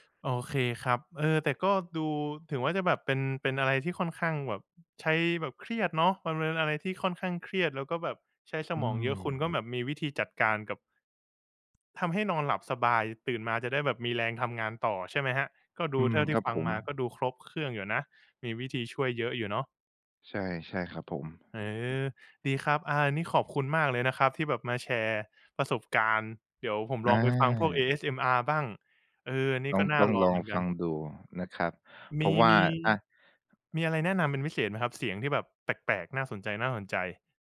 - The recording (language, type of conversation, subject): Thai, podcast, การใช้โทรศัพท์มือถือก่อนนอนส่งผลต่อการนอนหลับของคุณอย่างไร?
- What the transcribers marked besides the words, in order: other background noise